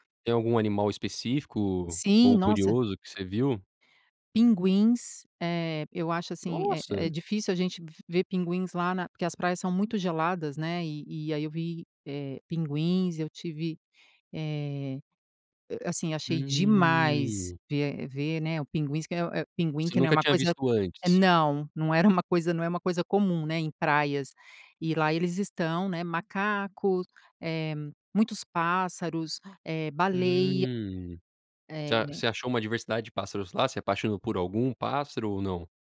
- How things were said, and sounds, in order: none
- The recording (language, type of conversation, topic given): Portuguese, podcast, Como foi o encontro inesperado que você teve durante uma viagem?